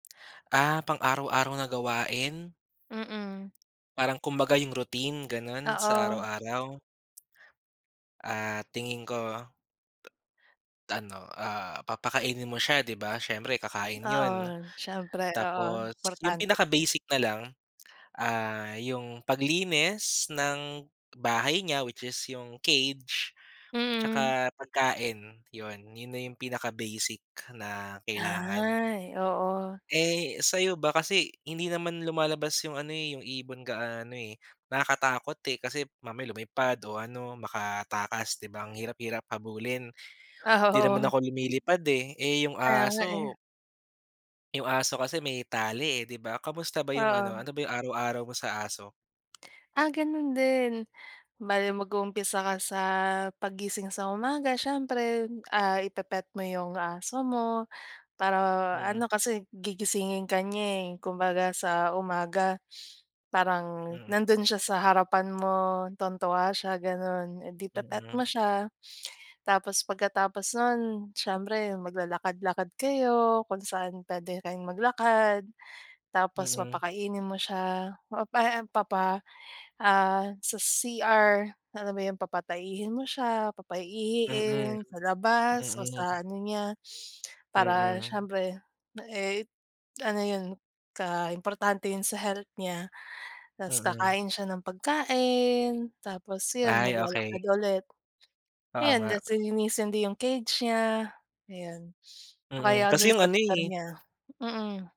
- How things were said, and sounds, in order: tapping; laughing while speaking: "Ah, oo"; tongue click; tongue click
- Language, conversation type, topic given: Filipino, unstructured, Ano-ano ang mga pang-araw-araw mong ginagawa sa pag-aalaga ng iyong alagang hayop?